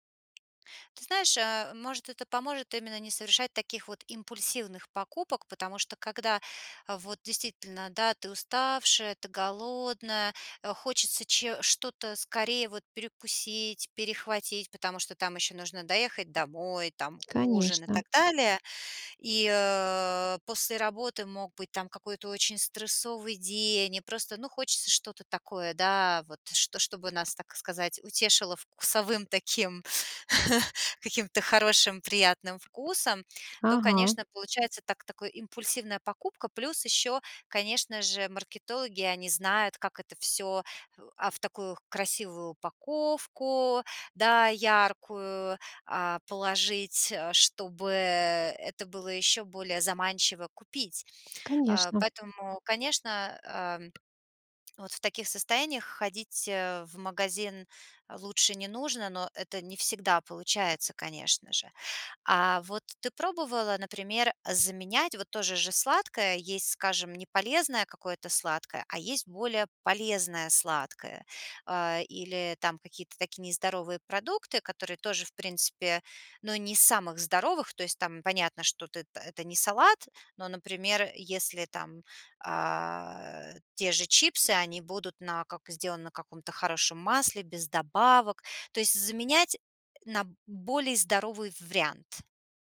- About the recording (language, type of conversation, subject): Russian, advice, Почему я не могу устоять перед вредной едой в магазине?
- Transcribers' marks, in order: tapping; drawn out: "уставшая"; drawn out: "голодная"; chuckle; swallow; "вариант" said as "врянт"